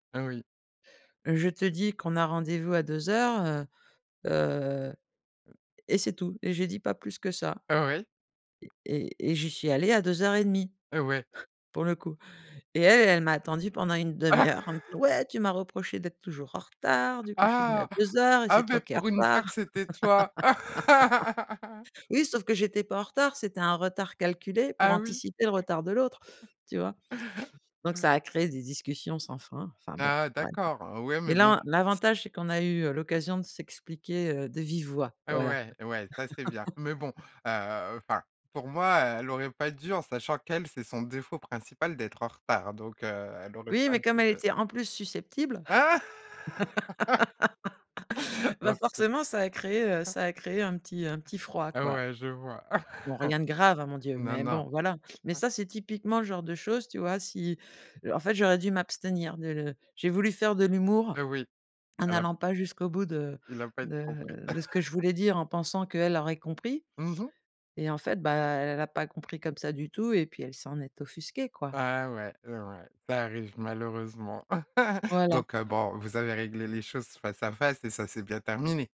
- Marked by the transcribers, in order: chuckle; put-on voice: "Ouais, tu m'as reproché d'être … es en retard !"; laugh; chuckle; unintelligible speech; laugh; laugh; chuckle; sniff; chuckle; chuckle
- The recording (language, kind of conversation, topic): French, podcast, Comment répares-tu un message mal interprété par SMS ?